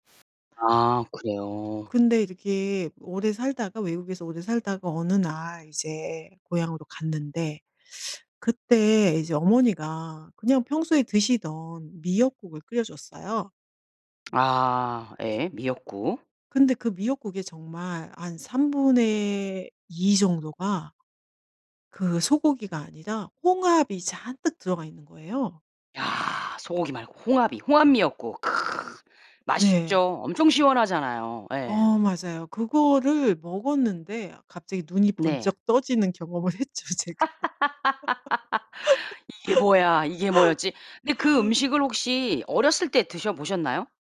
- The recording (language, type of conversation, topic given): Korean, podcast, 가족에게서 대대로 전해 내려온 음식이나 조리법이 있으신가요?
- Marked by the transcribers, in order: other background noise; teeth sucking; other noise; tapping; laugh; laughing while speaking: "제가"; laugh